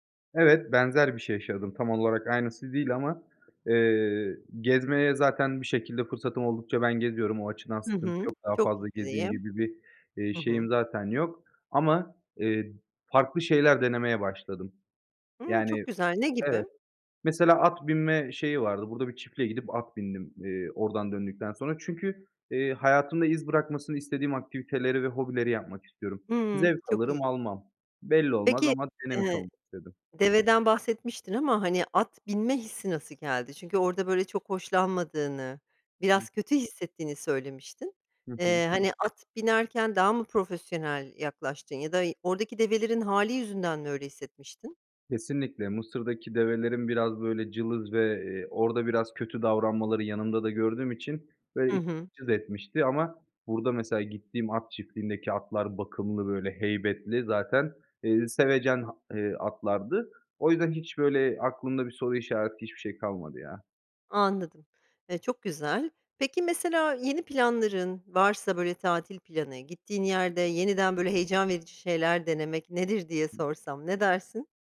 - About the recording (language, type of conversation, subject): Turkish, podcast, Bana unutamadığın bir deneyimini anlatır mısın?
- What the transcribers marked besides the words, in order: tapping; unintelligible speech; unintelligible speech; unintelligible speech; unintelligible speech; other noise